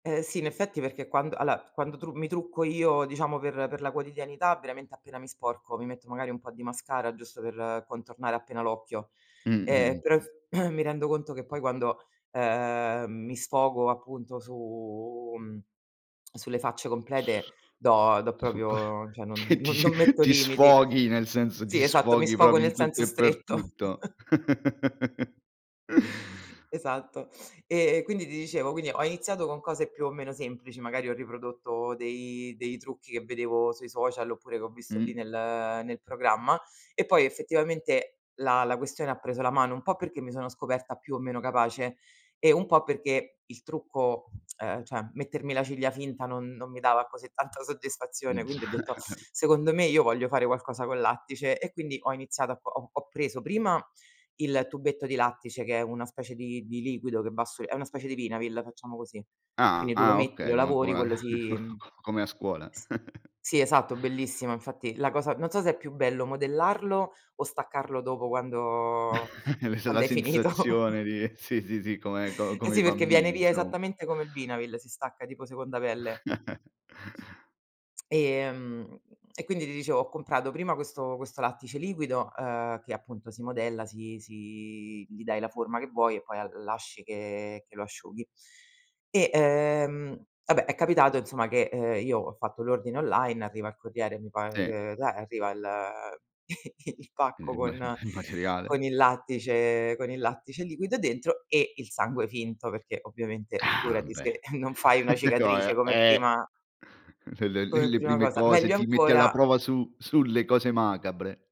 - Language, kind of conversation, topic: Italian, podcast, Hai una storia buffa legata a un tuo hobby?
- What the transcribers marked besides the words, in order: cough; drawn out: "su"; other background noise; tongue click; laughing while speaking: "che ti"; "proprio" said as "propio"; "cioè" said as "ceh"; chuckle; laugh; teeth sucking; tapping; "cioè" said as "ceh"; laughing while speaking: "Già"; chuckle; laughing while speaking: "come"; chuckle; chuckle; drawn out: "quando"; laughing while speaking: "di sì"; laughing while speaking: "finito"; chuckle; tongue click; drawn out: "si"; unintelligible speech; chuckle; laughing while speaking: "il ma"; chuckle; "gioia" said as "goia"; stressed: "eh"